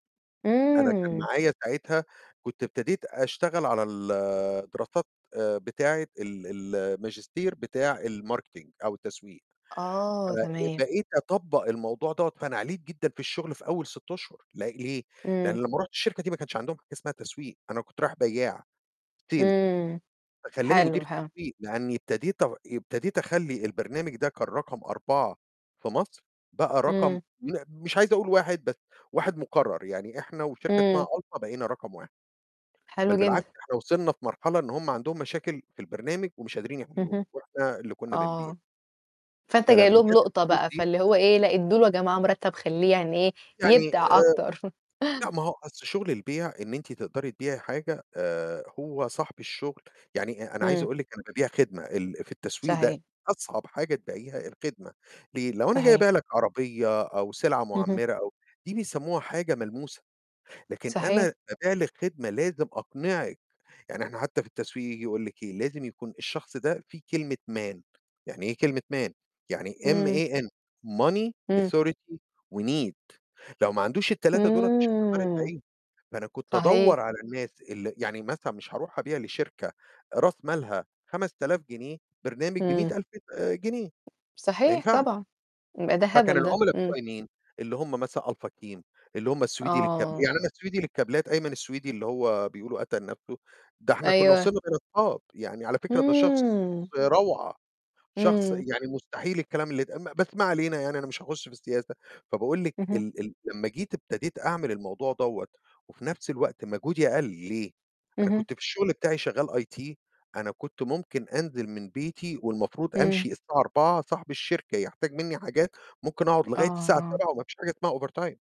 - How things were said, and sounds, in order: in English: "الmarketing"; in English: "Sale"; tapping; distorted speech; chuckle; in English: "M-A-N"; in English: "M-A-N؟"; in English: "M-A-N Money Authority وNEED"; in English: "IT"; in English: "overtime"
- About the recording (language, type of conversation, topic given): Arabic, unstructured, إيه أهمية إن يبقى عندنا صندوق طوارئ مالي؟